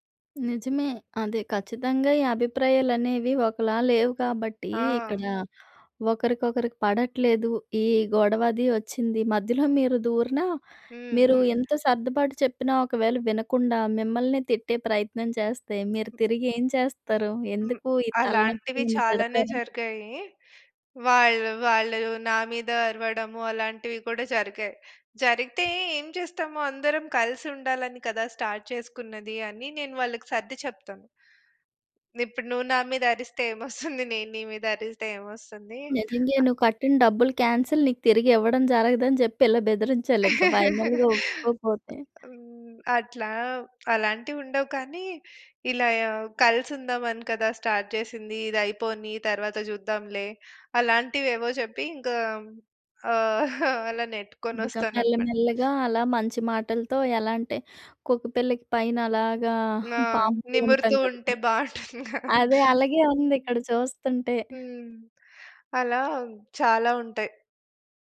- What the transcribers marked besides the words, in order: tapping; other noise; in English: "స్టార్ట్"; chuckle; in English: "కాన్సెల్"; chuckle; in English: "ఫైనల్‌గా"; in English: "స్టార్ట్"; chuckle; chuckle; chuckle
- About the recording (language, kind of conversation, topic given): Telugu, podcast, స్నేహితుల గ్రూప్ చాట్‌లో మాటలు గొడవగా మారితే మీరు ఎలా స్పందిస్తారు?